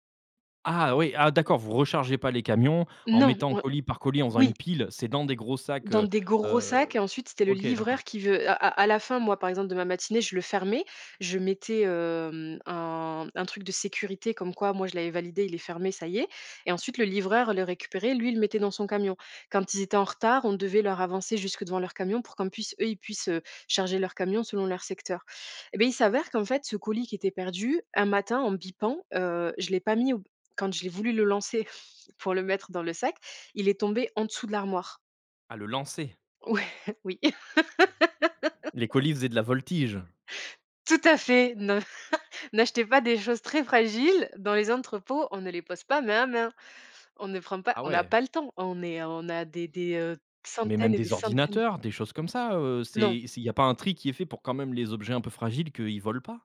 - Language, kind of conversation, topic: French, podcast, Comment savoir quand il est temps de quitter son travail ?
- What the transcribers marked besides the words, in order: laughing while speaking: "Ouais, oui"; other background noise; laugh